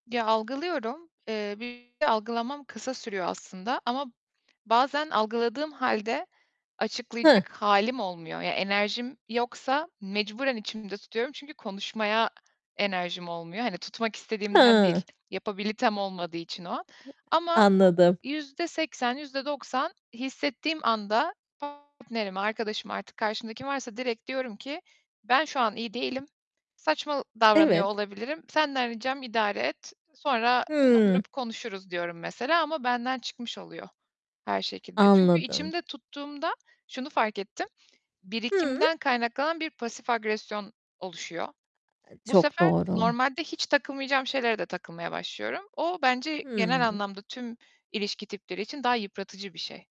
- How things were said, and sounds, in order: distorted speech; tapping; unintelligible speech; other background noise
- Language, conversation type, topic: Turkish, podcast, Duygularınızı başkalarına açmak sizin için kolay mı, neden?